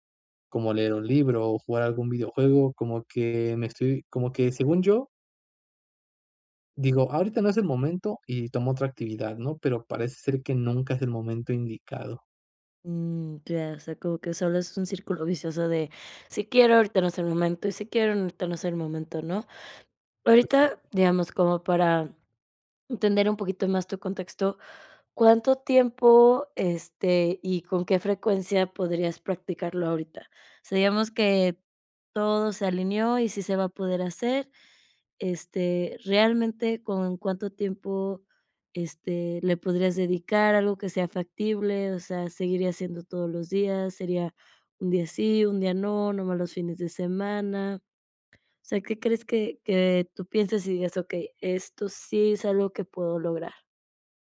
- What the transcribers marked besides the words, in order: other noise
- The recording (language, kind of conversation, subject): Spanish, advice, ¿Cómo puedo encontrar inspiración constante para mantener una práctica creativa?